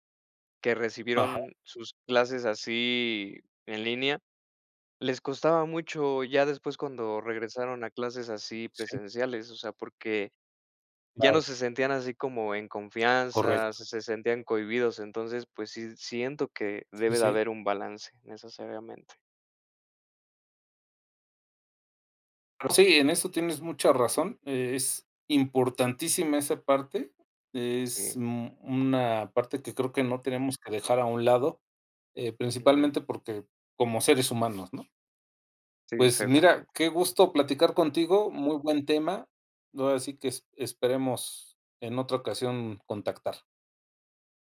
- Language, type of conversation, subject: Spanish, unstructured, ¿Crees que las escuelas deberían usar más tecnología en clase?
- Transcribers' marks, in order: tapping; other background noise